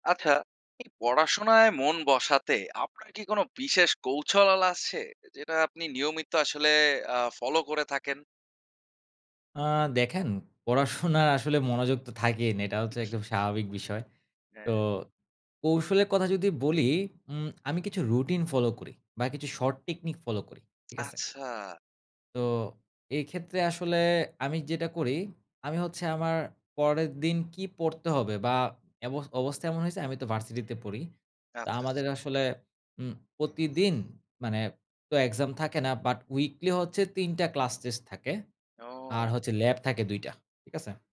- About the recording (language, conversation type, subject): Bengali, podcast, আপনি কীভাবে নিয়মিত পড়াশোনার অভ্যাস গড়ে তোলেন?
- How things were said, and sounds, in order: "কৌশল" said as "কৌছলাল"; horn